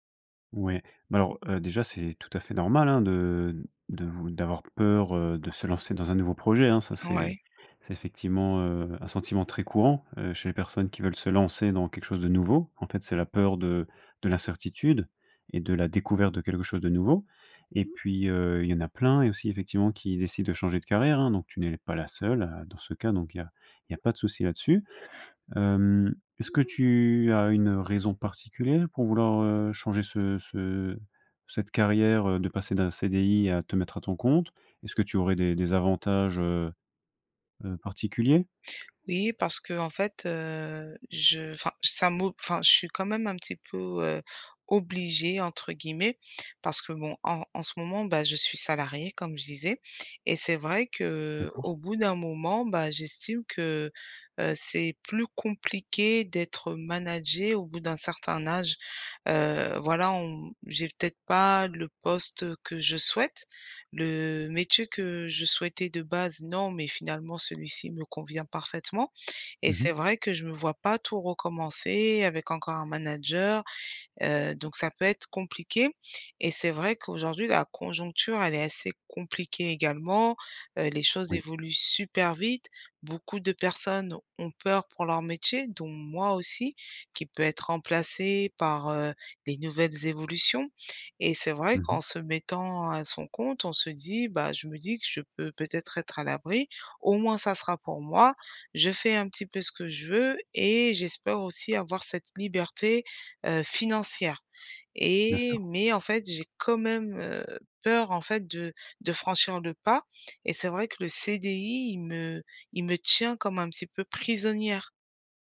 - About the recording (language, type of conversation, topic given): French, advice, Comment surmonter mon hésitation à changer de carrière par peur d’échouer ?
- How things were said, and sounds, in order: none